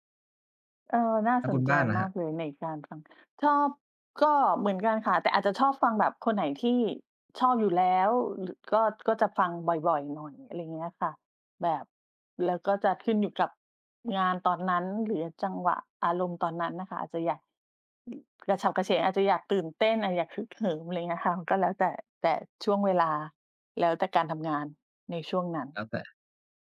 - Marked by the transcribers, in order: other noise
- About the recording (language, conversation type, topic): Thai, unstructured, คุณชอบฟังเพลงระหว่างทำงานหรือชอบทำงานในความเงียบมากกว่ากัน และเพราะอะไร?